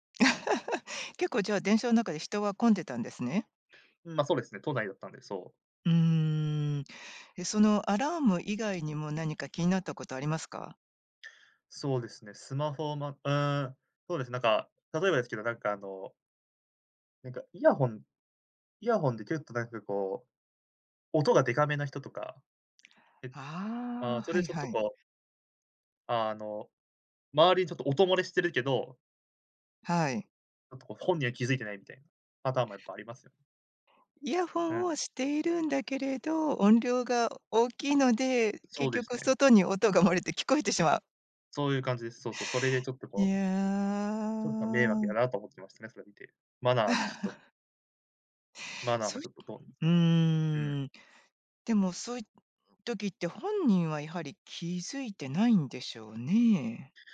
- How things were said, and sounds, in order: laugh; other background noise; chuckle
- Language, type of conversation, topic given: Japanese, podcast, 電車内でのスマホの利用マナーで、あなたが気になることは何ですか？